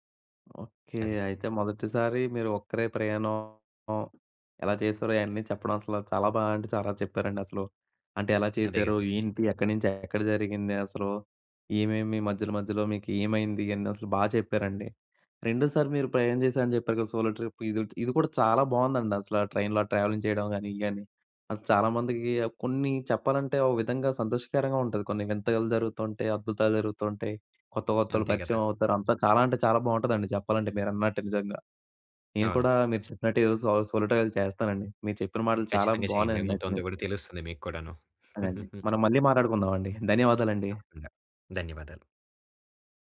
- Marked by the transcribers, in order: in English: "సోలో ట్రిప్"; in English: "ట్రైన్‌లో"; in English: "ట్రావెలింగ్"; in English: "సోలో సోలో ట్రైల్"; chuckle
- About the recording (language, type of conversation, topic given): Telugu, podcast, మొదటిసారి ఒంటరిగా ప్రయాణం చేసినప్పుడు మీ అనుభవం ఎలా ఉండింది?